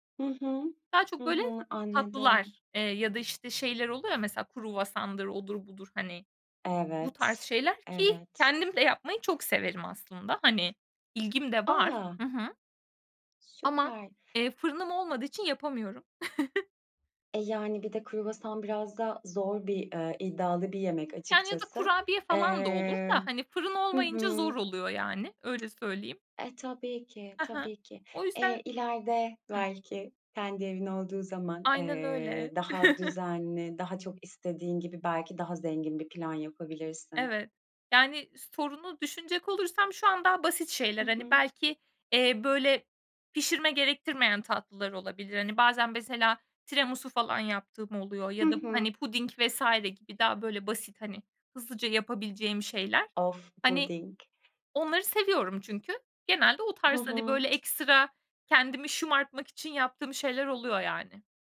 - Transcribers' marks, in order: other background noise; tapping; chuckle; tsk; chuckle
- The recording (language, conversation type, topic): Turkish, podcast, Haftalık yemek planını nasıl düzenliyorsun?